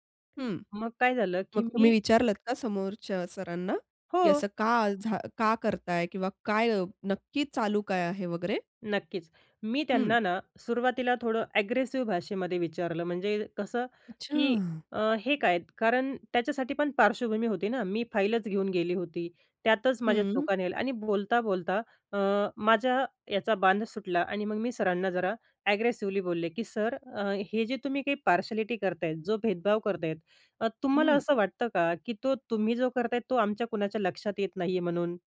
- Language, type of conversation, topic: Marathi, podcast, एखादी चूक झाली तर तुम्ही तिची भरपाई कशी करता?
- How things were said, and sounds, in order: in English: "ॲग्रेसिव्ह"; in English: "ॲग्रेसिवली"; in English: "पार्शलिटी"